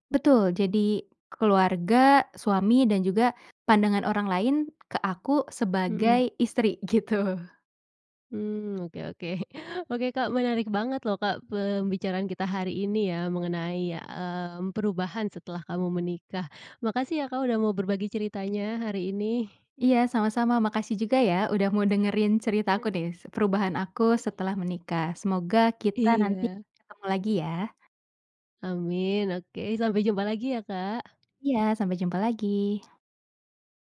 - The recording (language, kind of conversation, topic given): Indonesian, podcast, Apa yang berubah dalam hidupmu setelah menikah?
- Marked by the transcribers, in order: laughing while speaking: "gitu"; chuckle; tapping; other background noise